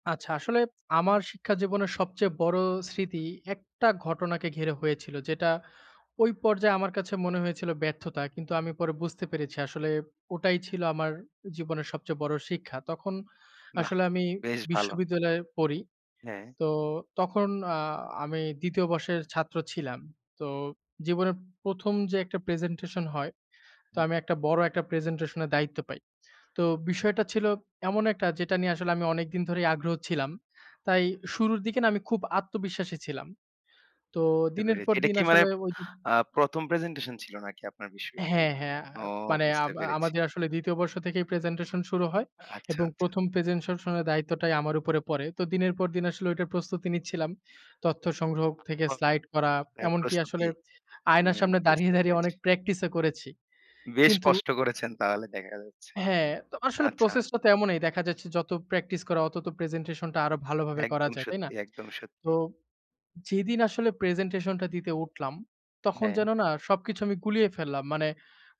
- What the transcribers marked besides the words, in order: "প্রেজেন্টেশনের" said as "প্রেজেনশনের"; unintelligible speech; laughing while speaking: "দাঁড়িয়ে, দাঁড়িয়ে"; other background noise
- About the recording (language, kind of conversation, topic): Bengali, podcast, শিক্ষাজীবনের সবচেয়ে বড় স্মৃতি কোনটি, আর সেটি তোমাকে কীভাবে বদলে দিয়েছে?